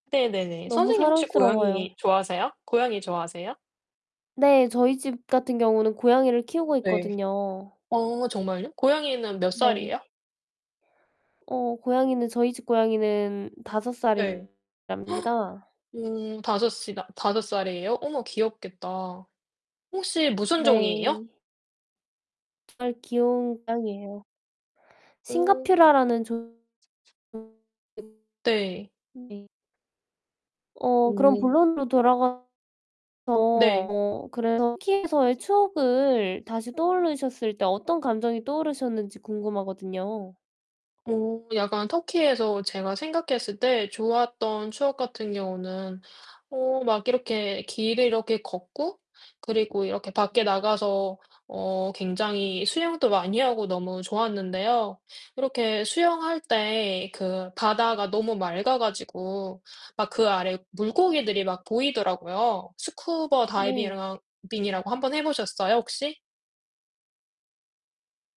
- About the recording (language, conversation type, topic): Korean, unstructured, 사랑하는 사람이 남긴 추억 중에서 가장 소중한 것은 무엇인가요?
- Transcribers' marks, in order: other background noise; gasp; distorted speech; tapping; unintelligible speech; unintelligible speech